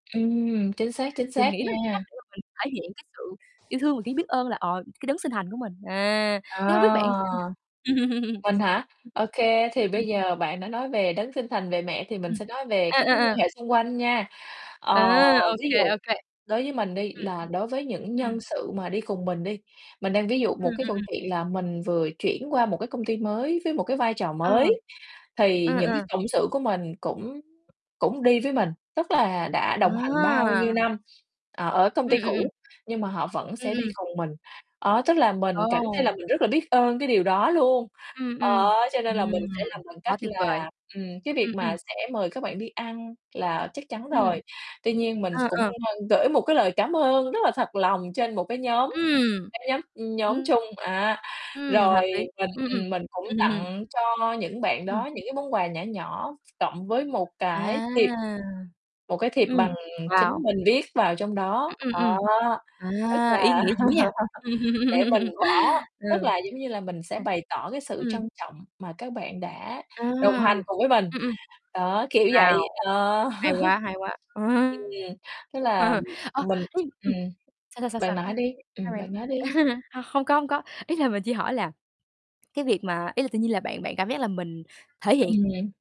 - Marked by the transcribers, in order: tapping; distorted speech; static; other background noise; chuckle; laughing while speaking: "Ừm"; laughing while speaking: "Ừm"; laugh; laughing while speaking: "Ừm"; laugh; laugh; chuckle
- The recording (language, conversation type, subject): Vietnamese, unstructured, Tại sao bạn nghĩ lòng biết ơn lại quan trọng trong cuộc sống?